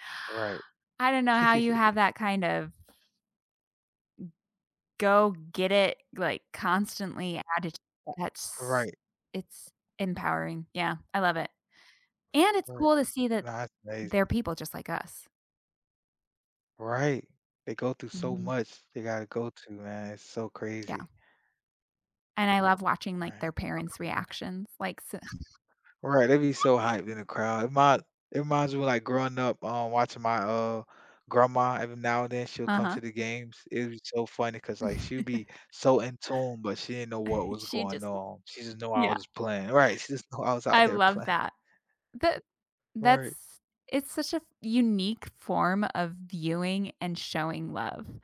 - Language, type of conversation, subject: English, unstructured, How do sports documentaries shape our understanding of athletes and competition?
- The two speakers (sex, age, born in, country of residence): female, 35-39, United States, United States; male, 30-34, United States, United States
- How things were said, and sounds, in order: giggle; tapping; other background noise; laugh; chuckle; chuckle; chuckle; laughing while speaking: "playing"